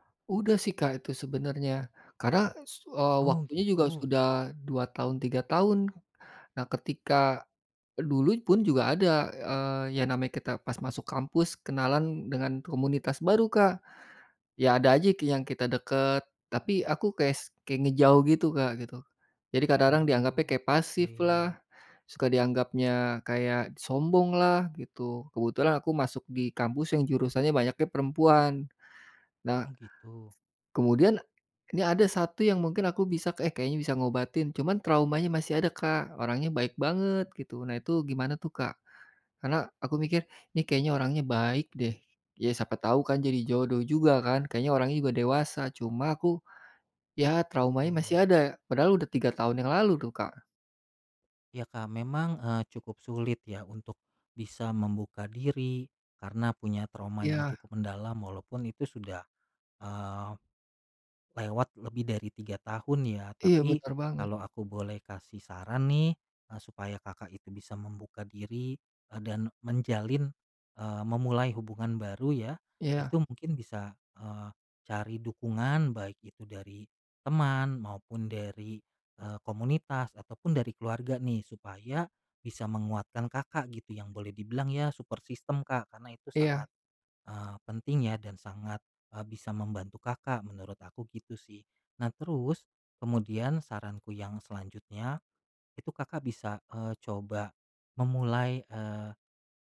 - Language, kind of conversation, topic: Indonesian, advice, Bagaimana cara mengatasi rasa takut memulai hubungan baru setelah putus karena khawatir terluka lagi?
- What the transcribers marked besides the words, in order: tapping; other background noise; "benar" said as "beter"; in English: "support system"